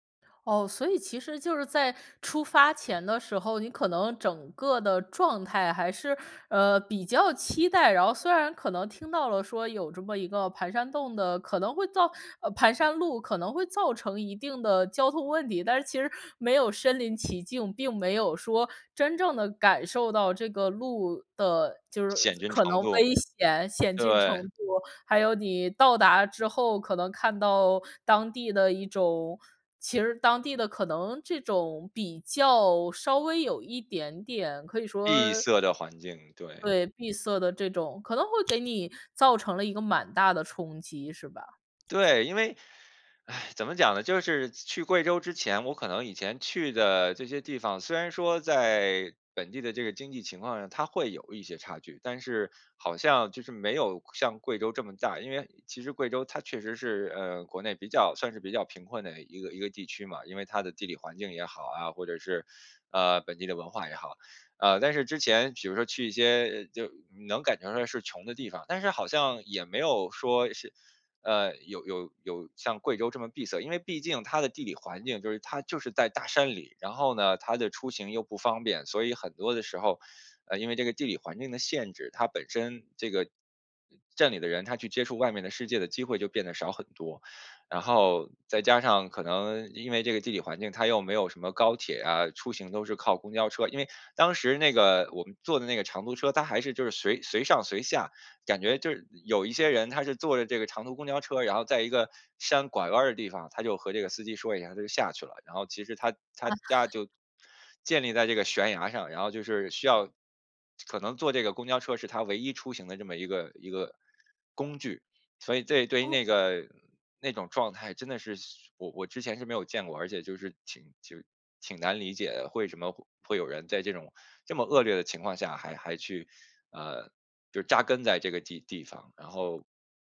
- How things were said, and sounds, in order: other background noise; sigh
- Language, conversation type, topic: Chinese, podcast, 哪一次旅行让你更懂得感恩或更珍惜当下？